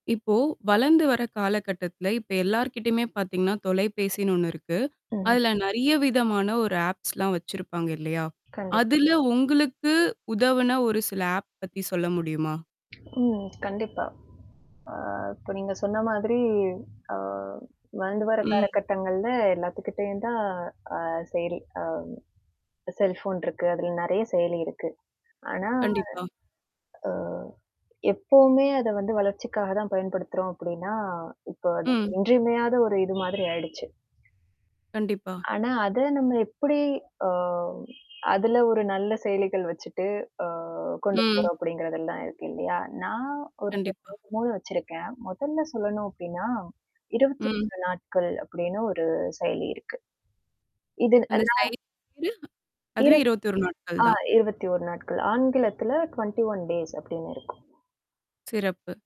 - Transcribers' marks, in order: in English: "ஆப்ஸ்லாம்"; distorted speech; in English: "ஆப்"; other background noise; tapping; drawn out: "ஆனா"; horn; unintelligible speech; other noise; unintelligible speech; in English: "டுவெண்ட்டி ஒன் டேஸ்"
- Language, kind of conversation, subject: Tamil, podcast, உங்களுக்கு அதிகம் உதவிய உற்பத்தித் திறன் செயலிகள் எவை என்று சொல்ல முடியுமா?